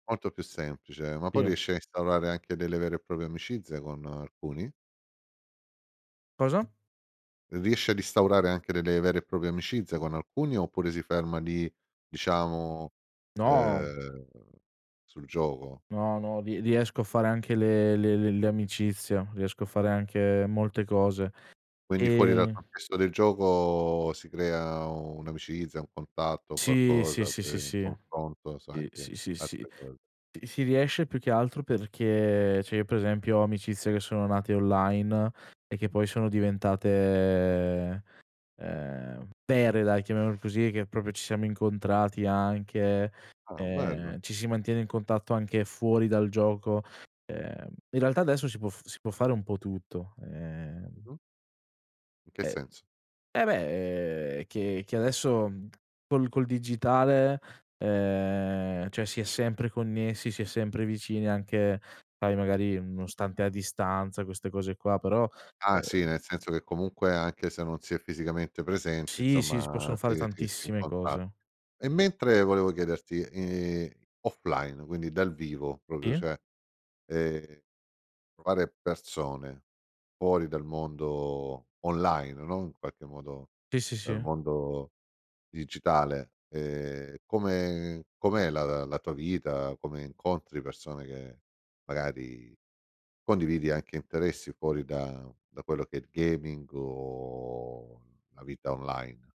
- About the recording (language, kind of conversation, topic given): Italian, podcast, Come trovi persone con interessi simili online e offline?
- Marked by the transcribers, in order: other background noise; "proprie" said as "propie"; tapping; "proprie" said as "propie"; drawn out: "ehm"; "Sì" said as "ì"; "cioè" said as "ceh"; drawn out: "diventate"; stressed: "vere"; "proprio" said as "propio"; "cioè" said as "ceh"; unintelligible speech; "proprio" said as "propio"; "cioè" said as "ceh"; in English: "gaming"; drawn out: "o"